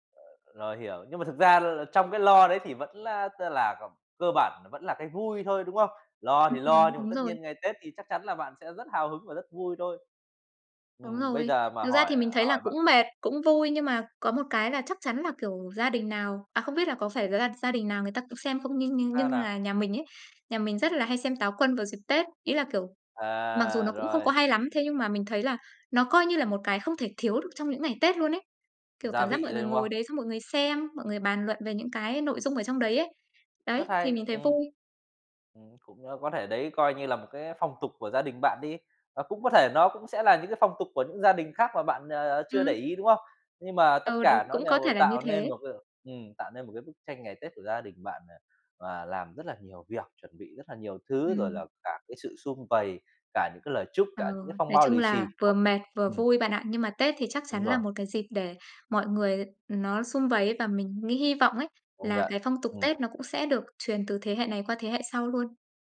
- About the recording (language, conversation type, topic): Vietnamese, podcast, Phong tục đón Tết ở nhà bạn thường diễn ra như thế nào?
- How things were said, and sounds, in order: tapping; other background noise; other noise